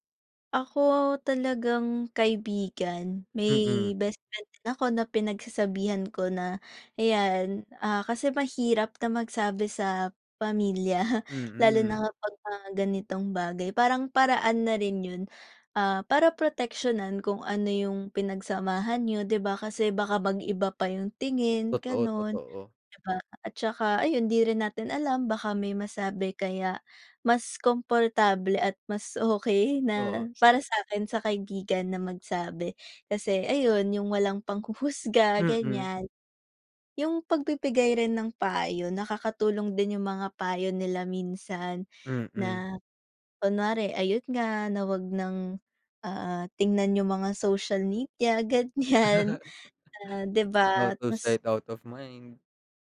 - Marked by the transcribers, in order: other background noise; fan; chuckle; in English: "Out of sight out of mind"
- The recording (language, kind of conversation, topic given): Filipino, unstructured, Paano mo tinutulungan ang iyong sarili na makapagpatuloy sa kabila ng sakit?